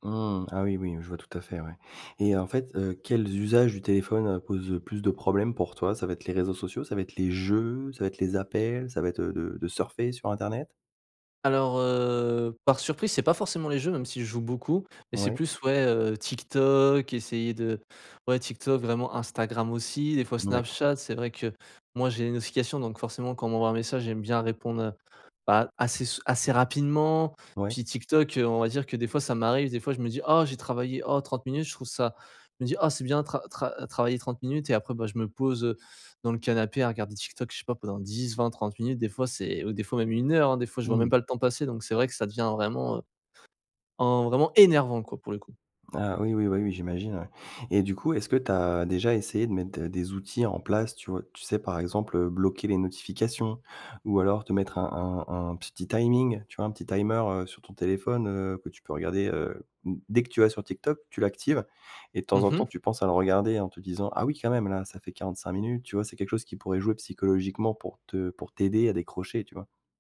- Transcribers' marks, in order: drawn out: "heu"; other background noise; stressed: "énervant"; in English: "timer"
- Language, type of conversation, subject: French, advice, Comment les distractions constantes de votre téléphone vous empêchent-elles de vous concentrer ?